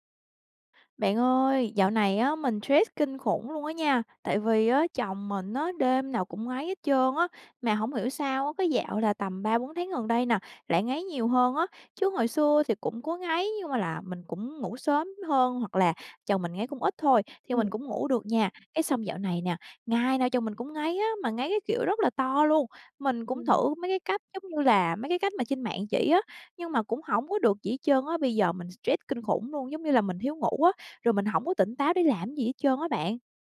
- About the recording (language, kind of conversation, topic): Vietnamese, advice, Làm thế nào để xử lý tình trạng chồng/vợ ngáy to khiến cả hai mất ngủ?
- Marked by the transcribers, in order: none